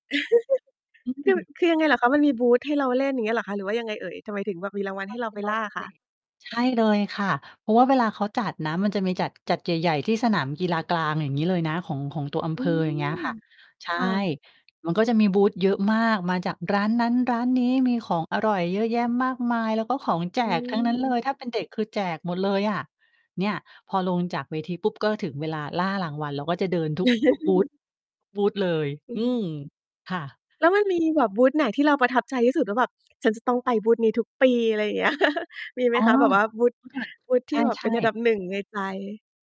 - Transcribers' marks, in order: chuckle; distorted speech; unintelligible speech; other background noise; chuckle; chuckle
- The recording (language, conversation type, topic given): Thai, podcast, ตอนเด็ก ๆ คุณคิดถึงประเพณีอะไรที่สุด?